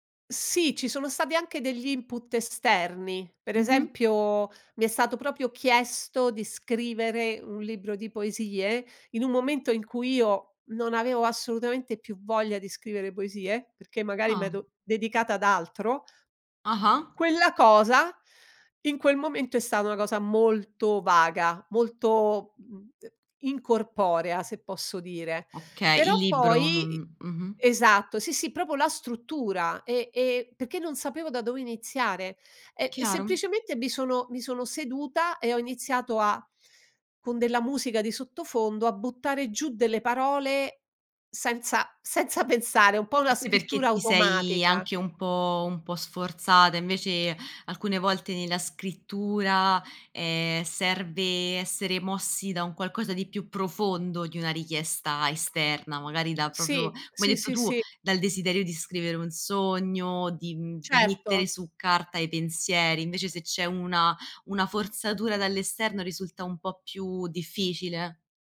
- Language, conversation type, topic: Italian, podcast, Come trasformi un'idea vaga in un progetto concreto?
- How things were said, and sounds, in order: "proprio" said as "propio"; tapping; unintelligible speech; "proprio" said as "propo"; laughing while speaking: "senza pensare"; other background noise; "scrittura" said as "schittura"; "proprio" said as "propio"